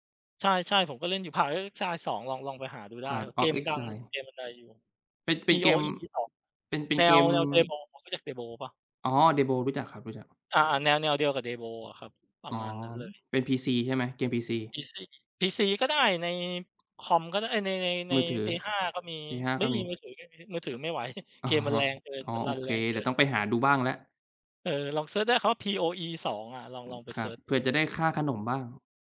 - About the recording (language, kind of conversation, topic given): Thai, unstructured, เคยมีเกมหรือกิจกรรมอะไรที่เล่นแล้วสนุกจนลืมเวลาไหม?
- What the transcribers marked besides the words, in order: tapping; other background noise